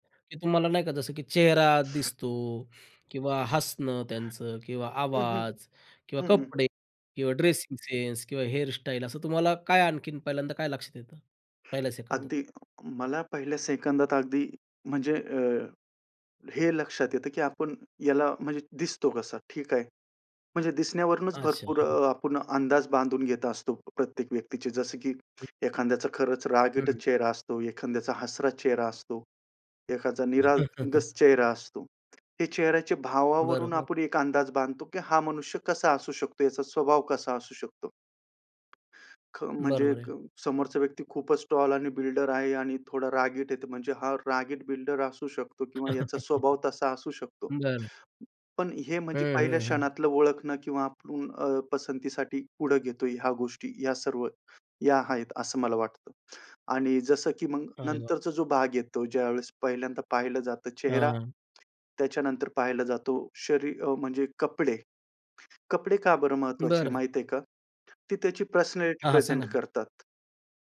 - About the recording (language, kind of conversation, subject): Marathi, podcast, भेटीत पहिल्या काही क्षणांत तुम्हाला सर्वात आधी काय लक्षात येते?
- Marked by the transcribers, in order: other background noise; tapping; chuckle; in English: "टॉल"; chuckle; in English: "पर्सनॅलिटी प्रेझेंट"